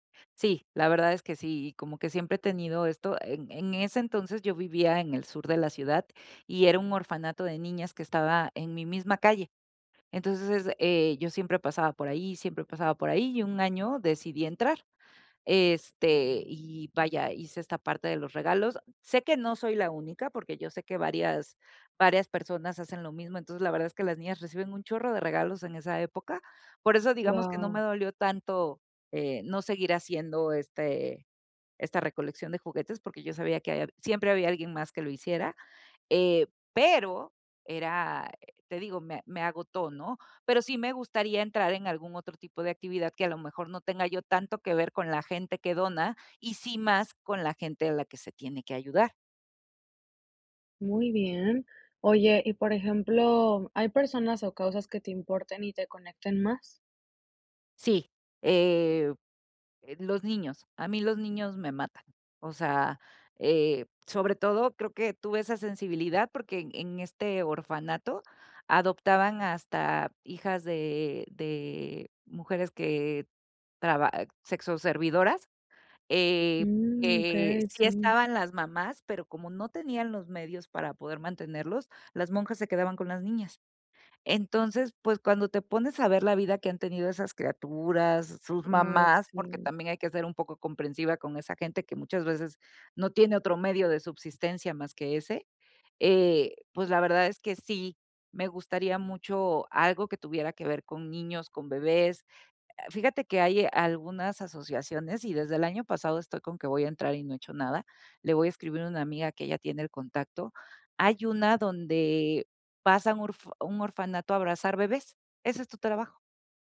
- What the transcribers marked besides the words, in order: stressed: "pero"
- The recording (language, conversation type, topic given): Spanish, advice, ¿Cómo puedo encontrar un propósito fuera del trabajo?
- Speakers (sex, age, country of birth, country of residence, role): female, 30-34, Mexico, United States, advisor; female, 50-54, Mexico, Mexico, user